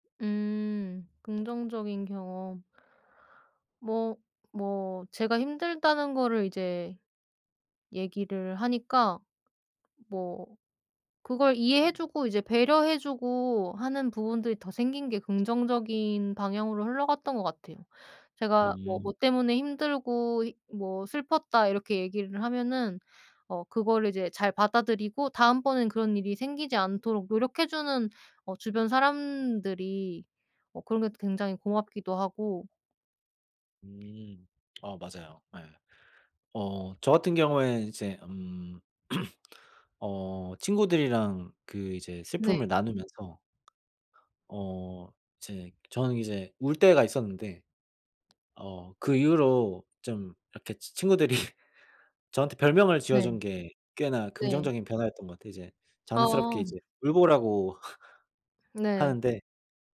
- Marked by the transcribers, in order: other background noise; tapping; throat clearing; laughing while speaking: "친구들이"; laughing while speaking: "울보라고"
- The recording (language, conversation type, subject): Korean, unstructured, 슬픔을 다른 사람과 나누면 어떤 도움이 될까요?